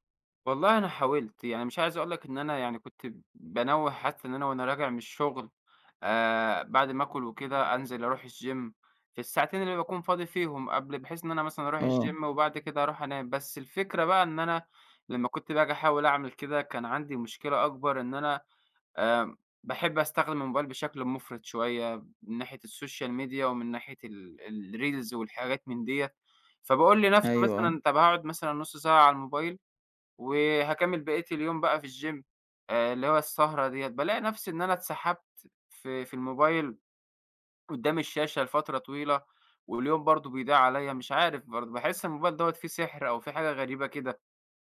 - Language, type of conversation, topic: Arabic, advice, إزاي أوازن بين تمرين بناء العضلات وخسارة الوزن؟
- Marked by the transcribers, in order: in English: "الgym"; in English: "الgym"; in English: "السوشيال ميديا"; in English: "الreels"; in English: "الgym"